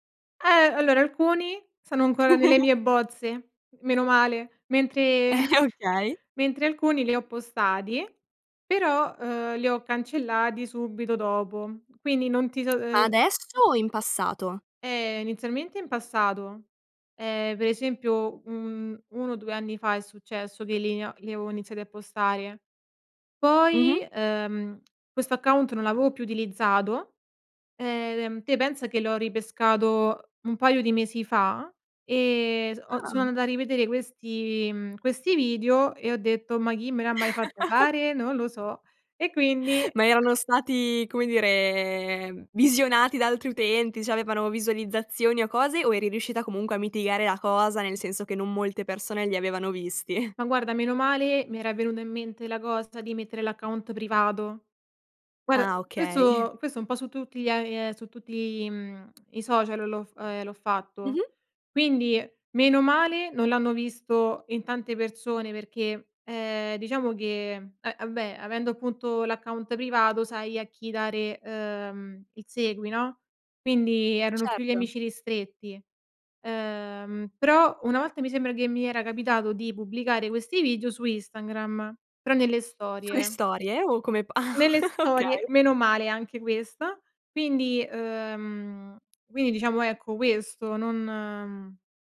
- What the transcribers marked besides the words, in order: chuckle; chuckle; other background noise; laugh; laughing while speaking: "visti?"; laughing while speaking: "okay"; "Instagram" said as "Instangram"; laughing while speaking: "Sulle"; laughing while speaking: "ah, okay"
- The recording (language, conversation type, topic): Italian, podcast, Cosa condividi e cosa non condividi sui social?